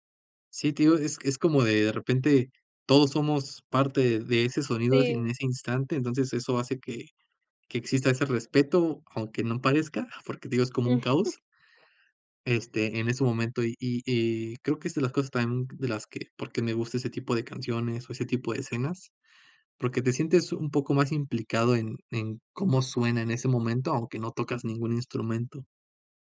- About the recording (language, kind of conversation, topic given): Spanish, podcast, ¿Qué artista recomendarías a cualquiera sin dudar?
- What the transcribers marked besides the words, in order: chuckle